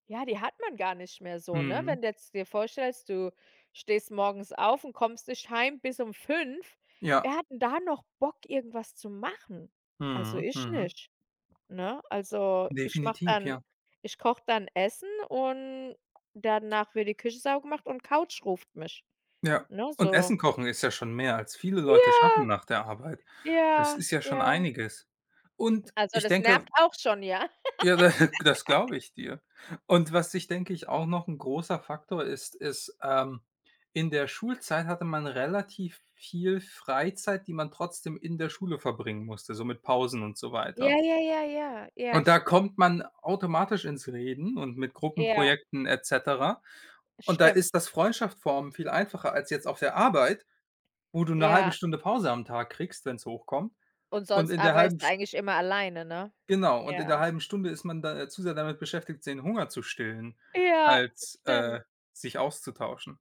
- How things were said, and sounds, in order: other background noise; chuckle; laugh
- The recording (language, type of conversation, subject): German, unstructured, Wie wichtig ist Freundschaft in deinem Leben?